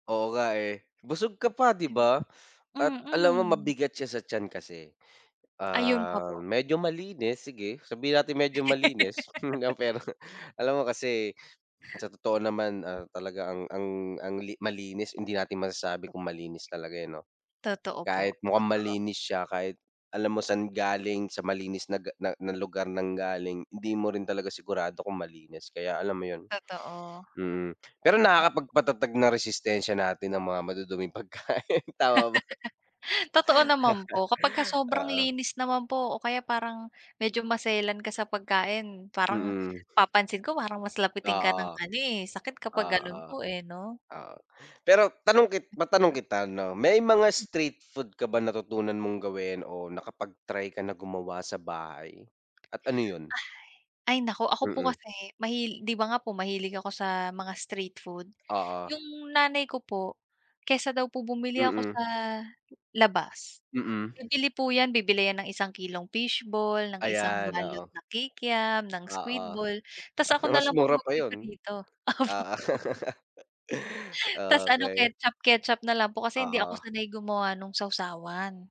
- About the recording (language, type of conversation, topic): Filipino, unstructured, Ano ang paborito mong pagkaing kalye at bakit?
- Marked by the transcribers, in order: other background noise; tapping; laugh; laughing while speaking: "pero"; laugh; laughing while speaking: "pagkain tama ba?"; laugh; sigh; dog barking; laughing while speaking: "Opo"; laugh